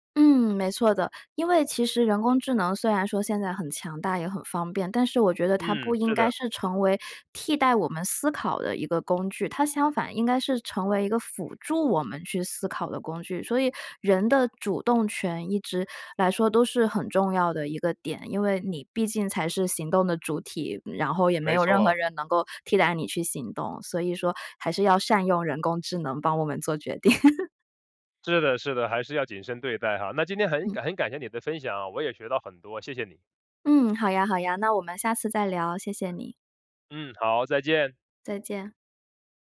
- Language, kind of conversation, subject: Chinese, podcast, 你怎么看人工智能帮我们做决定这件事？
- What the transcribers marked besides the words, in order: laughing while speaking: "做决定"; laugh